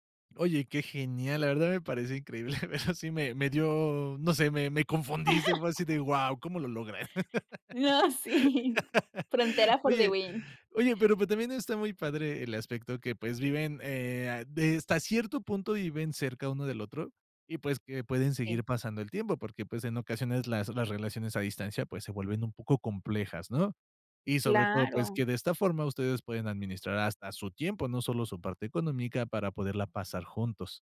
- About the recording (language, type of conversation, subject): Spanish, podcast, ¿Cómo hablan del dinero tú y tu pareja?
- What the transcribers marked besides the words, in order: chuckle; chuckle; laugh; chuckle; in English: "for the win"